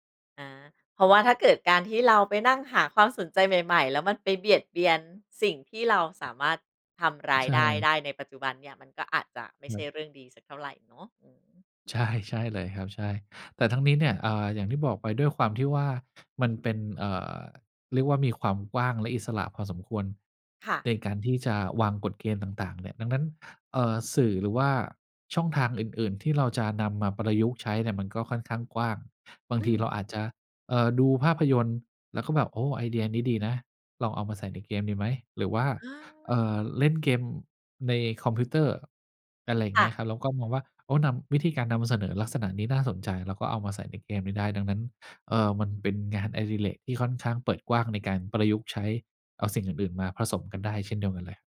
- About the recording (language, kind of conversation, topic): Thai, podcast, ทำอย่างไรถึงจะค้นหาความสนใจใหม่ๆ ได้เมื่อรู้สึกตัน?
- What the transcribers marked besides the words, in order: tapping; laughing while speaking: "ใช่"